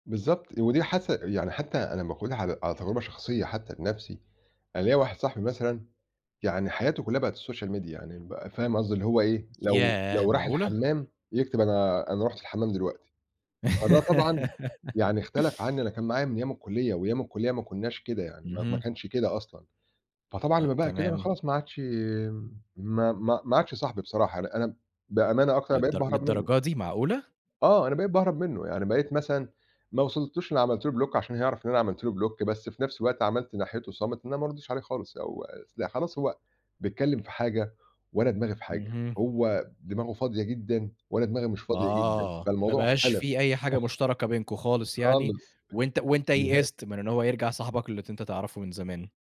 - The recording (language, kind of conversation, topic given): Arabic, podcast, ليه بعض الناس بيحسّوا بالوحدة رغم إن في ناس حواليهم؟
- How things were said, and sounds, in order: in English: "الSocial Media"; giggle; in English: "Block"; in English: "Block"; chuckle